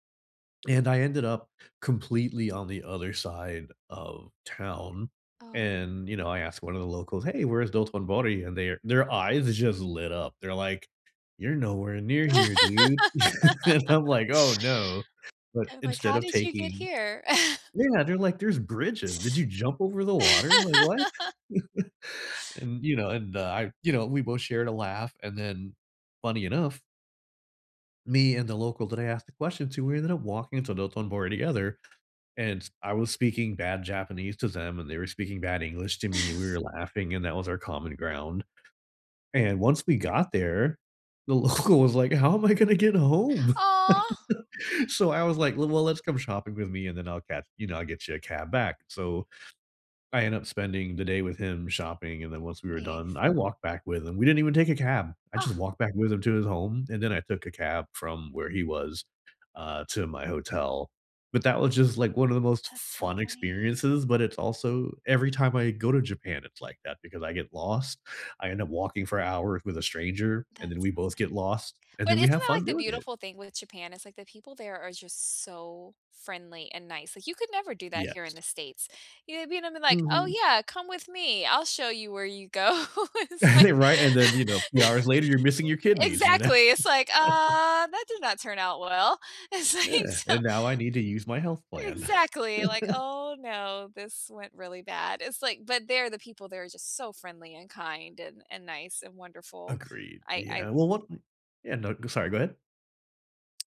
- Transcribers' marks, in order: tapping; in Japanese: "Dotonbori?"; put-on voice: "You're nowhere near here, dude"; laugh; chuckle; chuckle; laugh; chuckle; chuckle; laughing while speaking: "local"; chuckle; chuckle; laughing while speaking: "go. It's"; laugh; chuckle; drawn out: "uh"; laughing while speaking: "It's, like, so"; chuckle
- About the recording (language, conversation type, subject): English, unstructured, Have you ever gotten lost while traveling, and what happened?
- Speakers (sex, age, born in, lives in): female, 40-44, United States, United States; male, 45-49, United States, United States